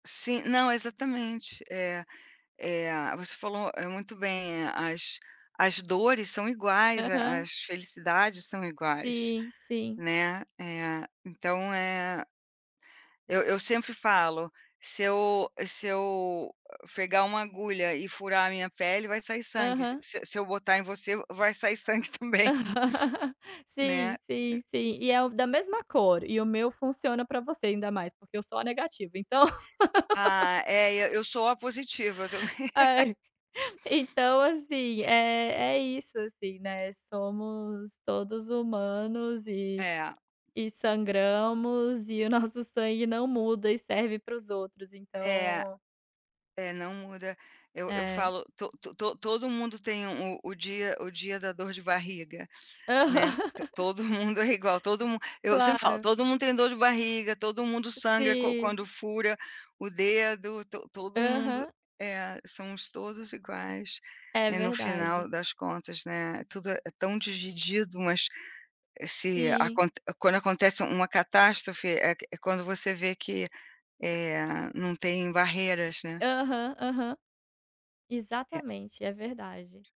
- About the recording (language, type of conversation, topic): Portuguese, unstructured, Como você se adapta a diferentes personalidades em um grupo de amigos?
- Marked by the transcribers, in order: other background noise; laughing while speaking: "também"; chuckle; laugh; laugh; tapping; laughing while speaking: "Aham"